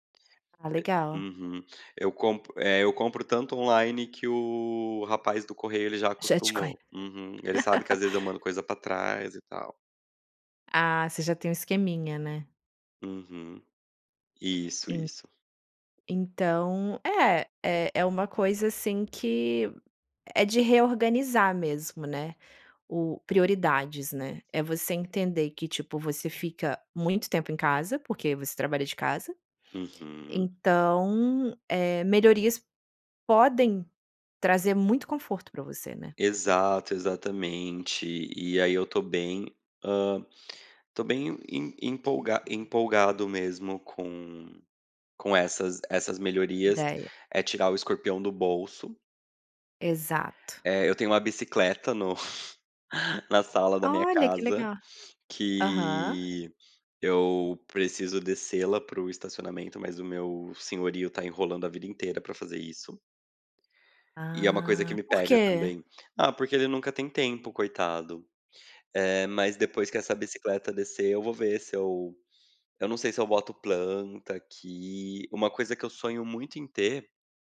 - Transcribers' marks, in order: tapping; laugh; laugh
- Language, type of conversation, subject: Portuguese, advice, Devo comprar uma casa própria ou continuar morando de aluguel?